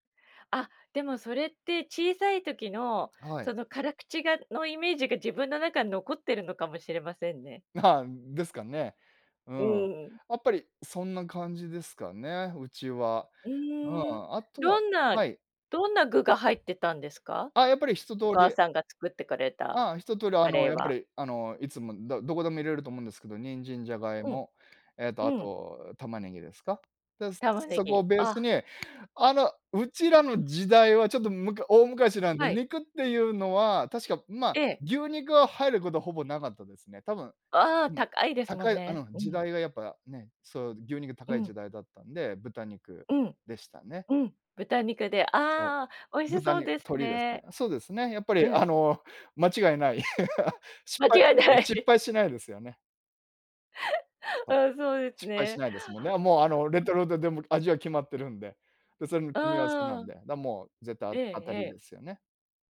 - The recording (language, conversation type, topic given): Japanese, podcast, 子どもの頃、いちばん印象に残っている食べ物の思い出は何ですか？
- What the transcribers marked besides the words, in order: laugh; unintelligible speech; chuckle; laugh; other noise